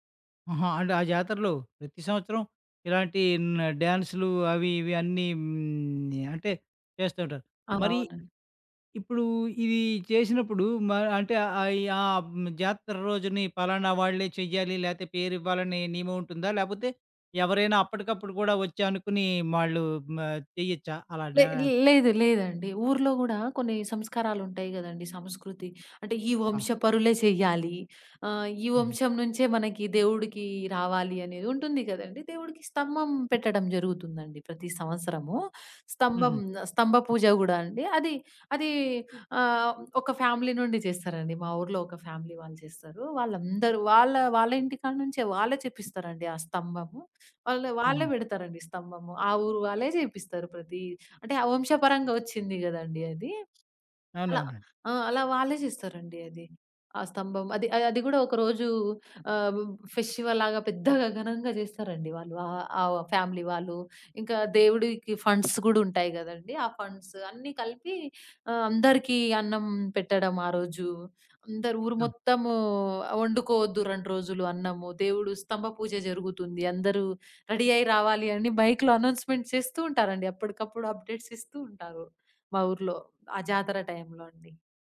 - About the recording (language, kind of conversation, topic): Telugu, podcast, మీ ఊర్లో జరిగే జాతరల్లో మీరు ఎప్పుడైనా పాల్గొన్న అనుభవం ఉందా?
- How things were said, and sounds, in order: other background noise; in English: "ఫ్యామిలీ"; in English: "ఫ్యామిలీ"; in English: "ఫెస్టివల్‌లాగా"; in English: "ఫ్యామిలీ"; in English: "ఫండ్స్"; in English: "ఫండ్స్"; in English: "రెడీ"; in English: "మైక్‌లో అనౌన్స్‌మెంట్"